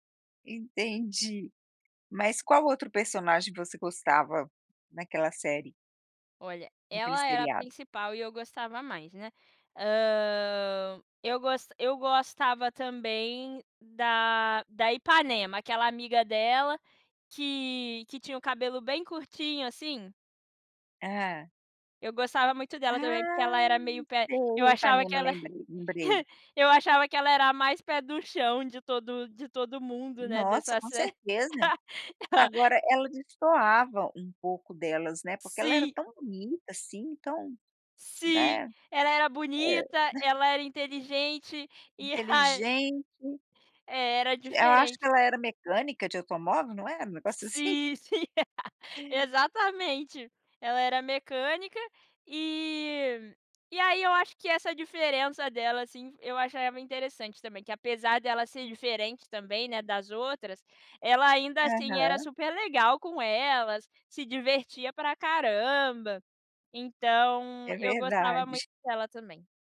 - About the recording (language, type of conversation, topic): Portuguese, podcast, Que série você costuma maratonar quando quer sumir um pouco?
- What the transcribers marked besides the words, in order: drawn out: "Ah"; laugh; unintelligible speech; laugh